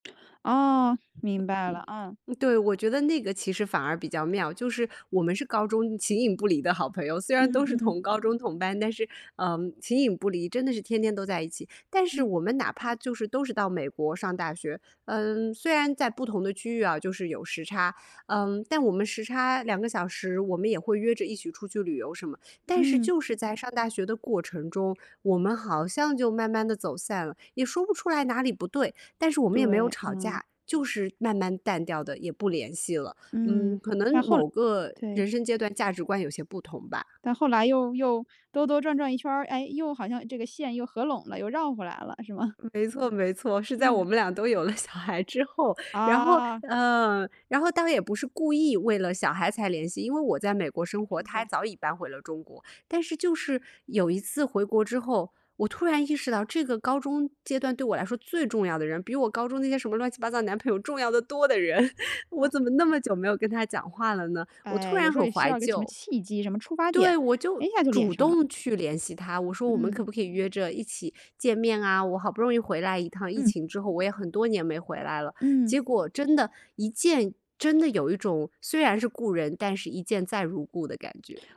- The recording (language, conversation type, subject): Chinese, podcast, 你认为什么样的朋友会让你有归属感?
- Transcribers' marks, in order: laugh; laughing while speaking: "小孩之后"; laugh